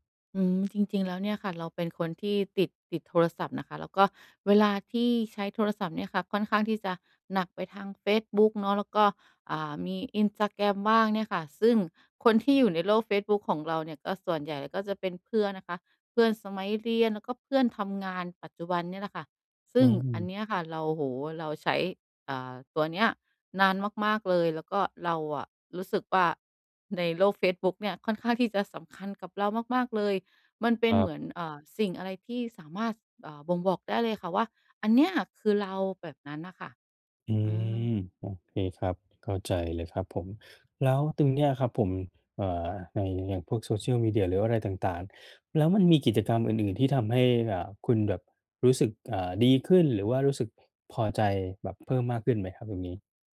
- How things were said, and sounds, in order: other background noise
- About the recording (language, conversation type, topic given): Thai, advice, ฉันจะลดความรู้สึกกลัวว่าจะพลาดสิ่งต่าง ๆ (FOMO) ในชีวิตได้อย่างไร